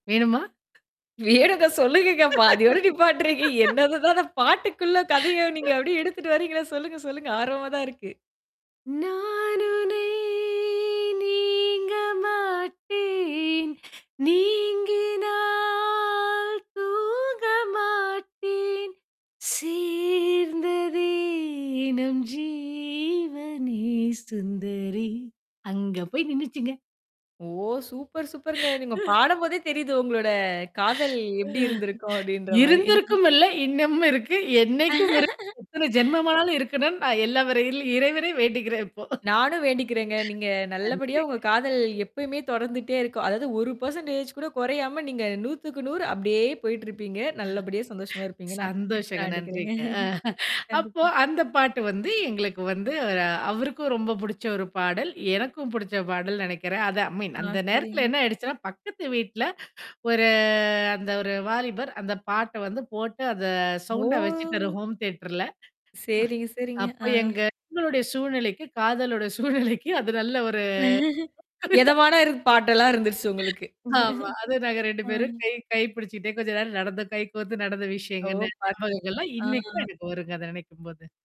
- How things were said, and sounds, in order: other noise; laughing while speaking: "வேணுங்க சொல்லுங்கங்கப்பா, பாதியோட நீப்பாட்டுறீங்க என்னதுதான் … வரீங்களா சொல்லுங்க, சொல்லுங்க"; laugh; laugh; singing: "நானுனை நீங்க மாட்டேன், நீங்கினால் தூங்க மாட்டேன் சேர்ந்ததே நம் ஜீவனே சுந்தரி"; surprised: "ஓ!"; laughing while speaking: "ஆ"; laughing while speaking: "ஆ, இருந்திருக்கும் இல்ல, இன்னமும் இருக்கு … வேண்டிகிறேன் இப்போ, நன்றிங்க"; laughing while speaking: "எப்படி இருந்திருக்கும்? அப்படின்ற மாரி"; distorted speech; laugh; "வல்ல" said as "வரயல்"; "இறைவனை" said as "இறைவரை"; laughing while speaking: "ஆ, சந்தோஷங்க. நன்றிங்க. ஆ"; laughing while speaking: "நான் வேண்டிக்கிறேங்க. கண்டிப்பா"; drawn out: "ஒரு"; surprised: "ஓ!"; drawn out: "ஓ!"; in English: "ஹோம் தியேட்டர்ல"; laughing while speaking: "சூழ்நிலைக்கு, காதலோட சூழ்நிலைக்கு அது நல்ல … கை கோரத்து நடந்தம்"; drawn out: "ஒரு"; unintelligible speech; laugh; other background noise; laugh; surprised: "ஓ!"
- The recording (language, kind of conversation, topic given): Tamil, podcast, பழைய பாடல்கள் உங்களுக்கு தரும் நெகிழ்ச்சியான நினைவுகள் பற்றி சொல்ல முடியுமா?